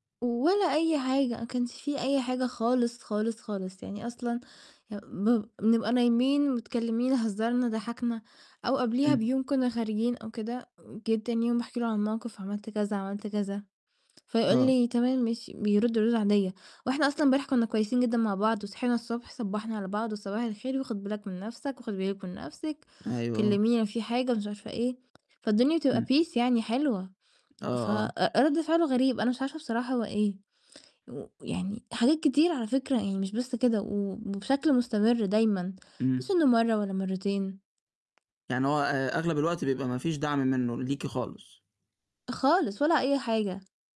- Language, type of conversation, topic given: Arabic, advice, إيه اللي مخلّيك حاسس إن شريكك مش بيدعمك عاطفيًا، وإيه الدعم اللي محتاجه منه؟
- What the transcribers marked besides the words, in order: other noise; in English: "peace"; tapping